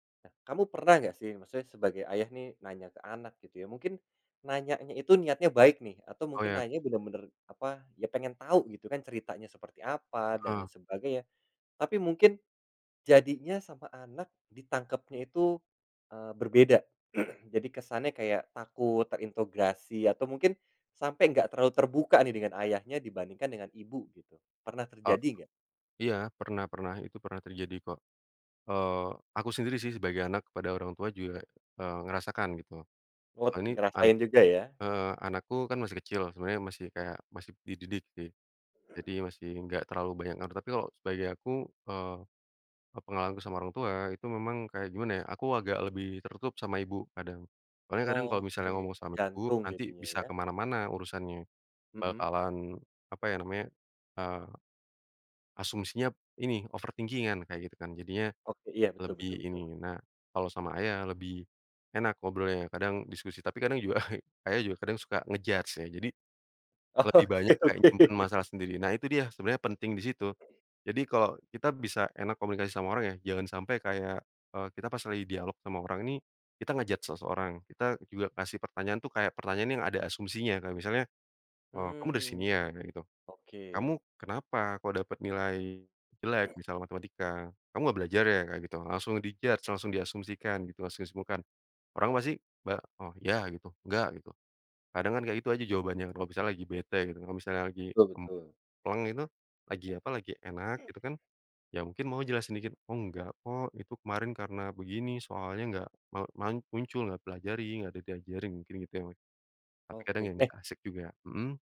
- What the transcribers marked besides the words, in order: throat clearing; tapping; other background noise; in English: "overthingking-an"; chuckle; in English: "nge-judge"; laughing while speaking: "Oke oke"; in English: "nge-judge"; in English: "judge"
- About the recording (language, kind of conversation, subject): Indonesian, podcast, Apa saja contoh pertanyaan yang bisa membuat orang merasa nyaman untuk bercerita lebih banyak?